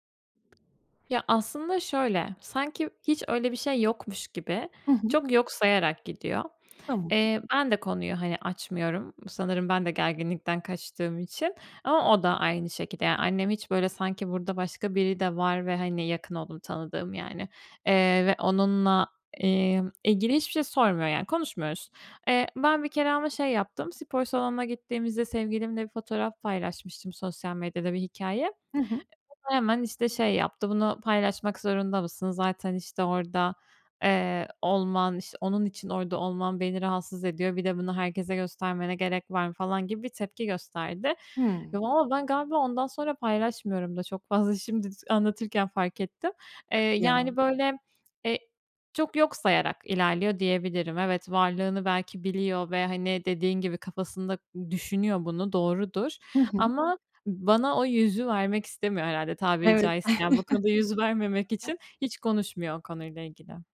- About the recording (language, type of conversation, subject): Turkish, advice, Özgünlüğüm ile başkaları tarafından kabul görme isteğim arasında nasıl denge kurabilirim?
- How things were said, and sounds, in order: other background noise; chuckle; other noise